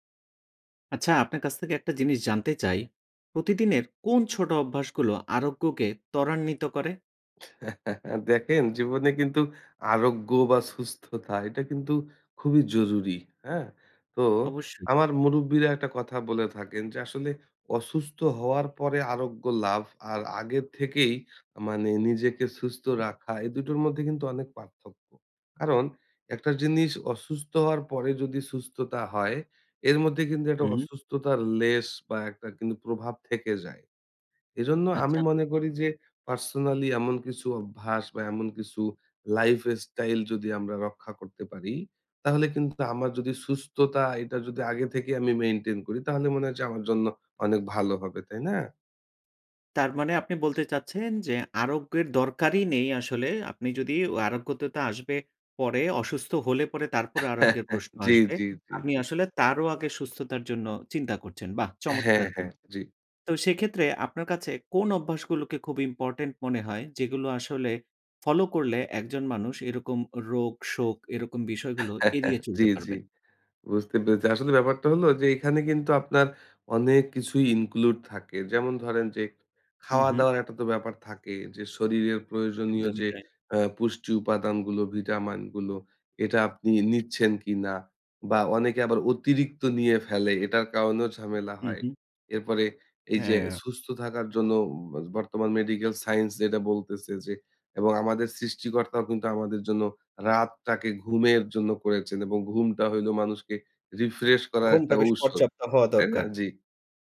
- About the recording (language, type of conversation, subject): Bengali, podcast, প্রতিদিনের কোন কোন ছোট অভ্যাস আরোগ্যকে ত্বরান্বিত করে?
- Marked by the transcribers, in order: chuckle; "সুস্থতা" said as "ছুচস্থতা"; "অসুস্থ" said as "অছুচস্থ"; "সুস্থ" said as "ছুস্থ"; tapping; "অসুস্থ" said as "অছুচস্থ"; "সুস্থতা" said as "ছুচস্থতা"; "অসুস্থতার" said as "অছুচস্থতার"; "সুস্থতা" said as "ছুচস্থতা"; "আরোগ্যতা" said as "আরোগ্যতোতা"; chuckle; other background noise; chuckle; in English: "include"; "ভিটামিনগুলো" said as "ভিটামানগুলো"; "সুস্থ" said as "ছুস্থ"